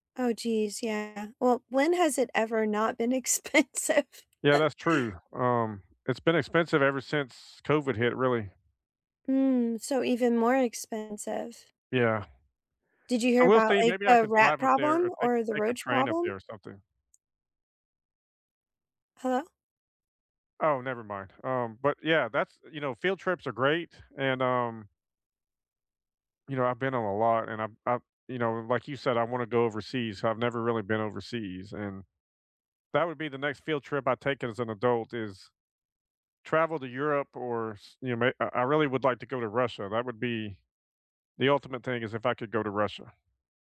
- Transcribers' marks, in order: laughing while speaking: "expensive?"; laugh
- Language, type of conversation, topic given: English, unstructured, What was your most memorable field trip, and what lesson or perspective stayed with you afterward?